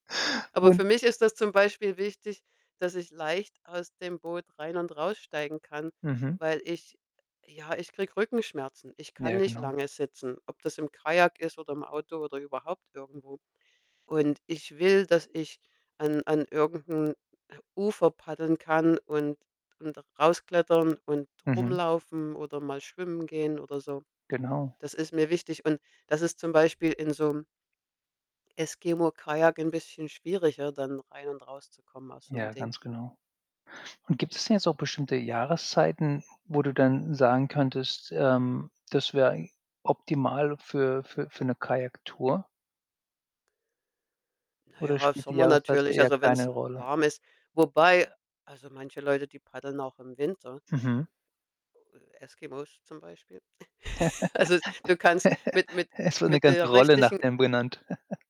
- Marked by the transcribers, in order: distorted speech; other background noise; static; snort; chuckle; chuckle
- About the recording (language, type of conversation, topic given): German, podcast, Was würdest du jemandem raten, der neu in deinem Hobby ist?